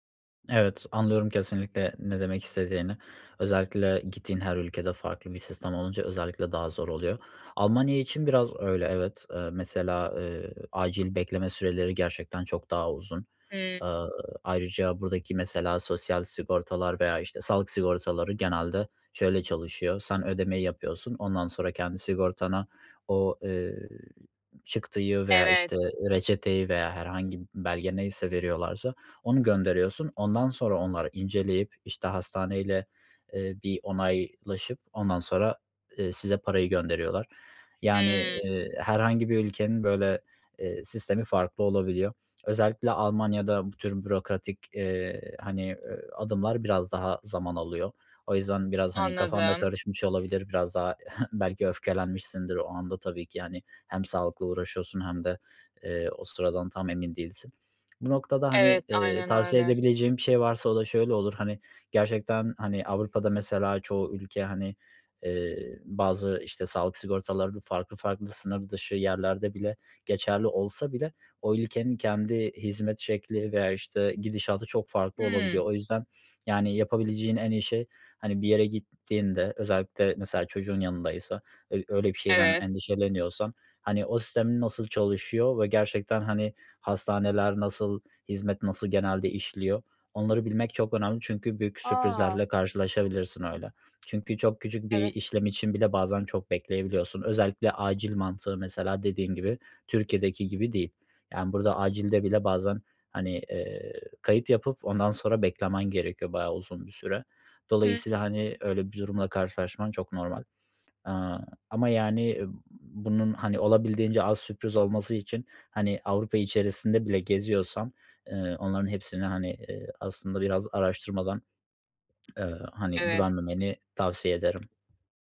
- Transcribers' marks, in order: other background noise; tapping; chuckle; swallow
- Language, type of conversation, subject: Turkish, advice, Seyahat sırasında beklenmedik durumlara karşı nasıl hazırlık yapabilirim?